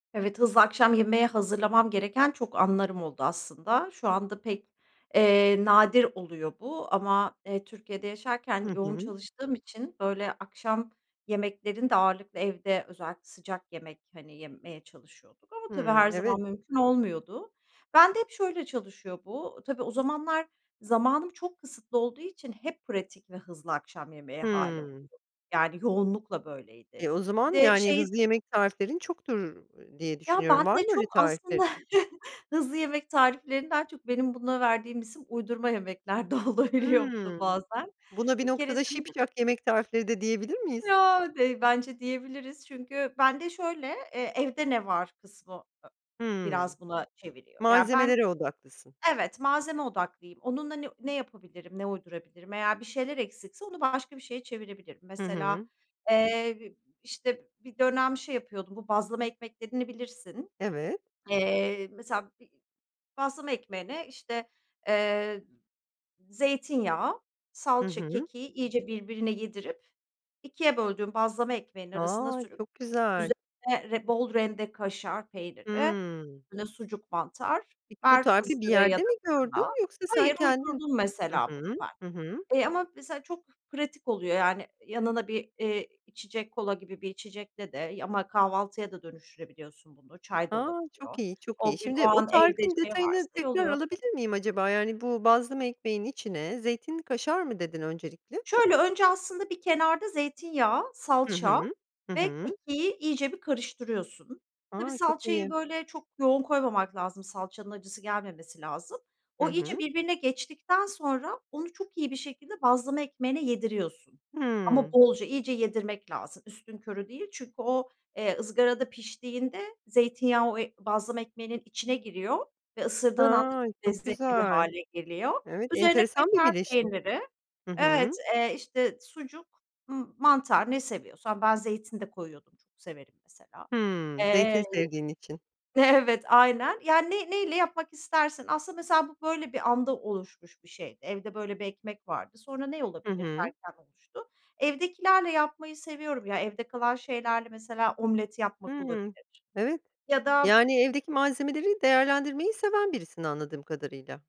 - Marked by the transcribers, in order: other background noise; tapping; chuckle; laughing while speaking: "olabiliyor"; drawn out: "Ya"; drawn out: "Ha!"; laughing while speaking: "Evet"
- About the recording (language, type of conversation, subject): Turkish, podcast, Hızlı bir akşam yemeği hazırlarken genelde neler yaparsın?